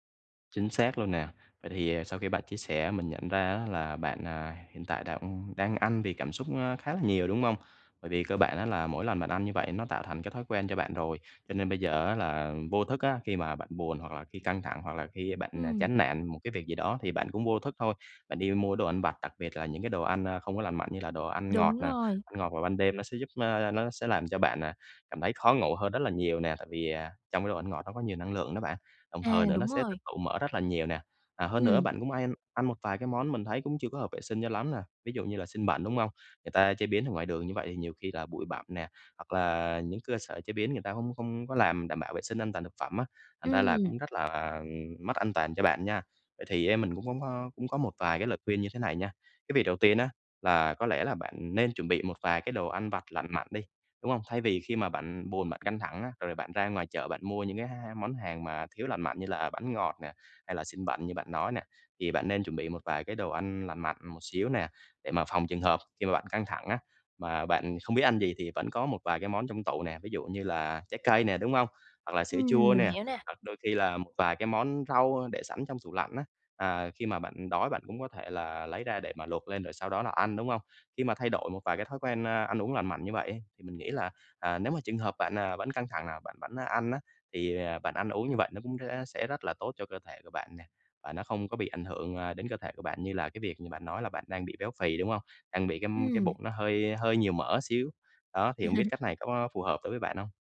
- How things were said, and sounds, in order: tapping; laugh; other background noise
- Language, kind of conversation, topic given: Vietnamese, advice, Làm sao để tránh ăn theo cảm xúc khi buồn hoặc căng thẳng?